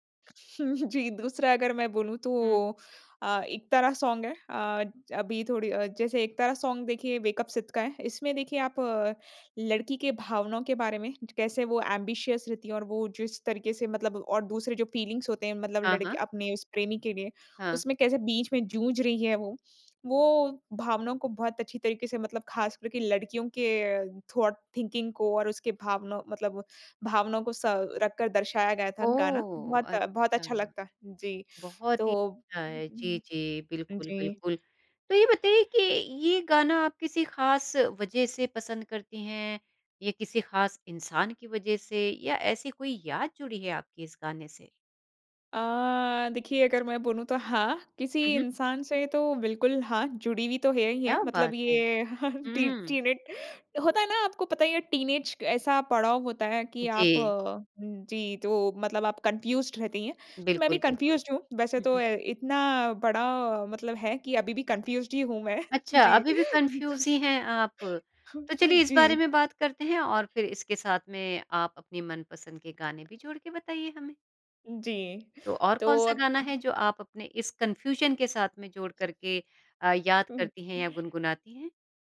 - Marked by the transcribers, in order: chuckle; in English: "सॉन्ग"; in English: "सॉन्ग"; in English: "ऐम्बिशियस"; in English: "फ़ीलिंग्स"; in English: "थॉट थिंकिंग"; chuckle; in English: "टीनेज"; in English: "कन्फ्यूज़्ड"; in English: "कन्फ्यूज़्ड"; in English: "कन्फ्यूज़"; in English: "कन्फ्यूज़्ड"; laughing while speaking: "मैं"; laugh; in English: "कन्फ्यूज़न"; other background noise
- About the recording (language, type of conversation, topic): Hindi, podcast, आपको कौन-सा गाना बार-बार सुनने का मन करता है और क्यों?